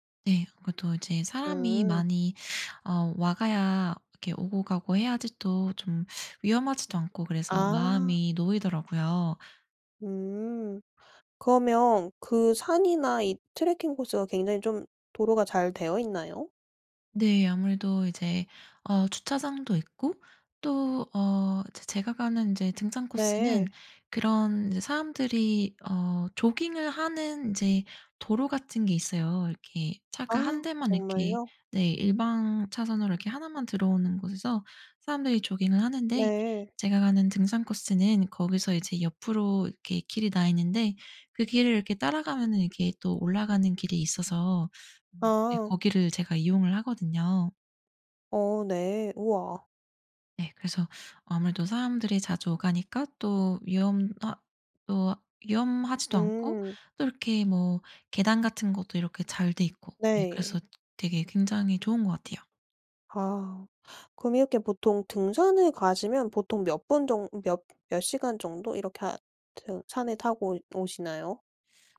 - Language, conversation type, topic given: Korean, podcast, 등산이나 트레킹은 어떤 점이 가장 매력적이라고 생각하시나요?
- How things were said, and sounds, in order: "오가야" said as "와가야"; other background noise; tapping